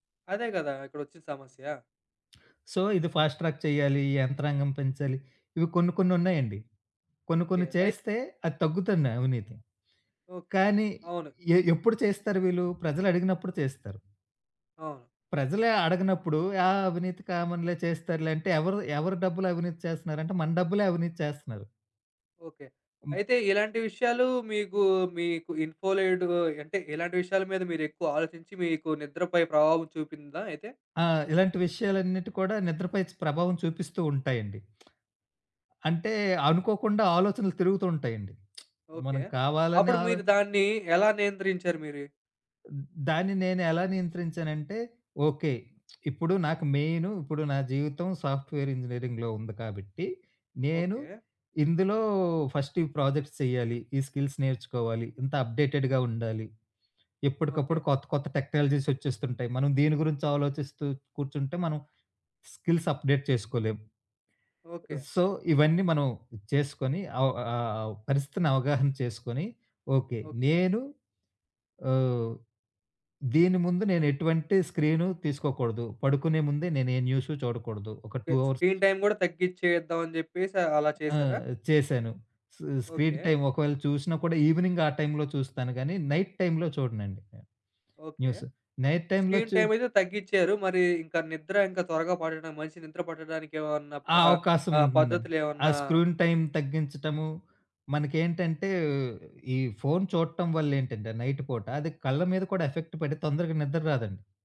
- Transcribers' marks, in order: other background noise; in English: "సో"; in English: "ఫాస్ట్ ట్రాక్"; "తగ్గుతుంది" said as "తగ్గుతునా"; in English: "ఇన్ఫోలైట్‌గో"; in English: "సాఫ్ట్‌వేర్ ఇంజినీరింగ్‌లో"; in English: "ఫస్ట్"; in English: "ప్రాజెక్ట్స్"; in English: "స్కిల్స్"; in English: "అప్డేటెడ్‌గా"; in English: "స్కిల్స్ అప్డేట్"; in English: "సో"; in English: "టూ అవర్స్"; in English: "స్క్రీన్ టైమ్"; tapping; in English: "స్ స్క్రీన్ టైమ్"; in English: "ఈవినింగ్"; in English: "నైట్ టైమ్‌లో"; in English: "న్యూస్. నైట్ టైమ్‌లో"; in English: "స్క్రీన్"; in English: "టైమ్"; in English: "నైట్"; in English: "ఎఫెక్ట్"
- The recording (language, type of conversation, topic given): Telugu, podcast, సమాచార భారం వల్ల నిద్ర దెబ్బతింటే మీరు దాన్ని ఎలా నియంత్రిస్తారు?